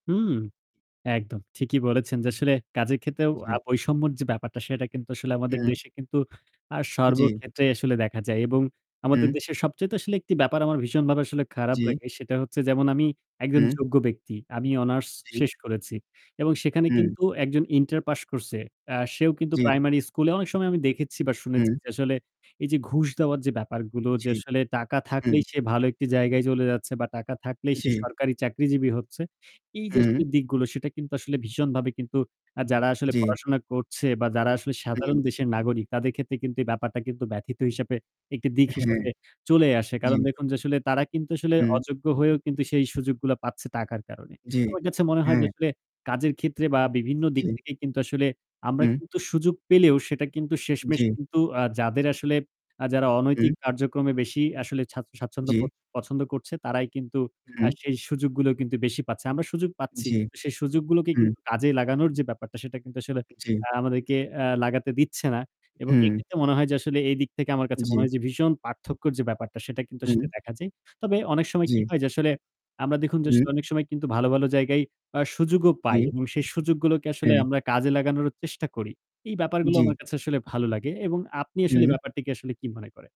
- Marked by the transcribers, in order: distorted speech; static; other background noise
- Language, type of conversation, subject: Bengali, unstructured, আপনি কি মনে করেন আমাদের দেশে সবাই সমান সুযোগ পায়, কেন বা কেন নয়?